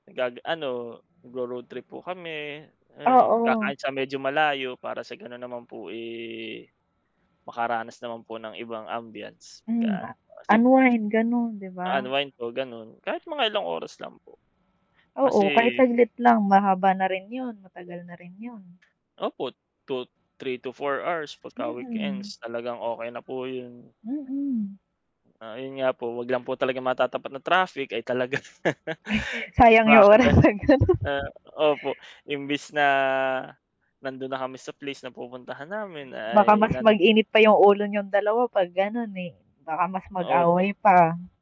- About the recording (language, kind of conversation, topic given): Filipino, unstructured, Ano ang pinakamahalagang bagay sa isang relasyon para sa iyo?
- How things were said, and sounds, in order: static; tapping; distorted speech; other background noise; laughing while speaking: "'pag gano'n"; laugh